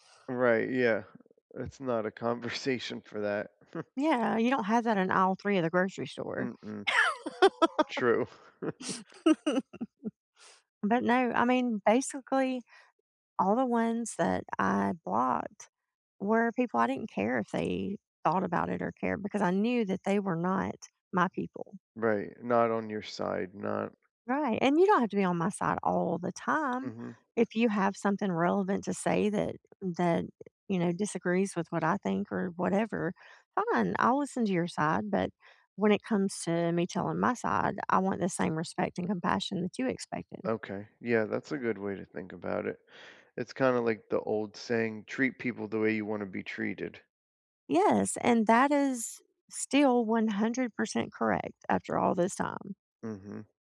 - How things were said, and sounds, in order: laughing while speaking: "conversation"; chuckle; tapping; laugh; chuckle; laugh
- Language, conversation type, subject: English, unstructured, How can I respond when people judge me for anxiety or depression?
- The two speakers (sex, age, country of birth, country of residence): female, 50-54, United States, United States; male, 40-44, United States, United States